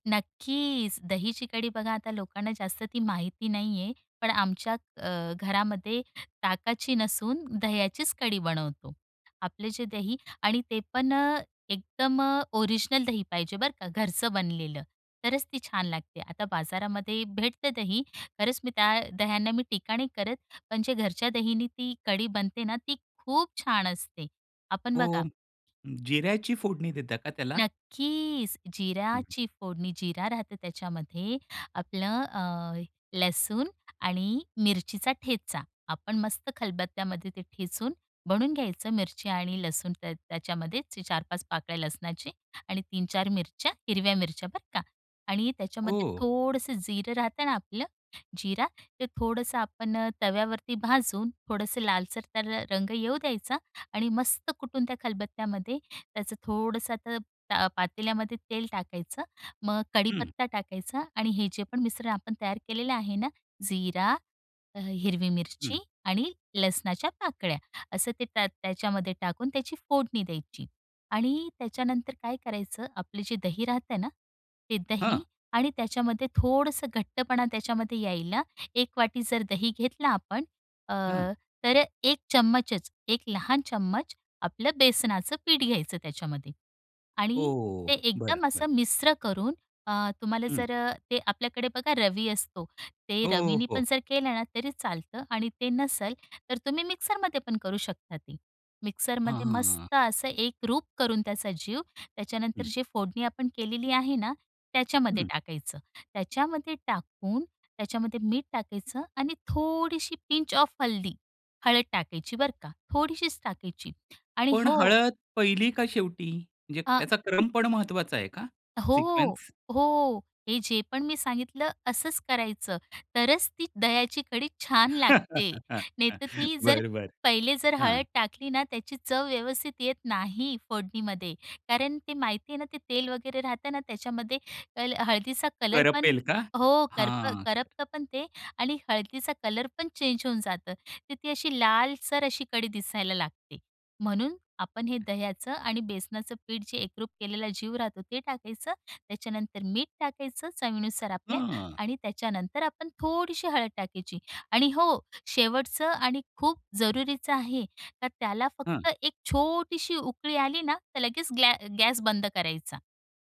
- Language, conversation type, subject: Marathi, podcast, तुम्हाला घरातले कोणते पारंपारिक पदार्थ आठवतात?
- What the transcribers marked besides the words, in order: other background noise; tapping; in English: "पिंच ऑफ"; in English: "सिक्वेन्स?"; laugh; other noise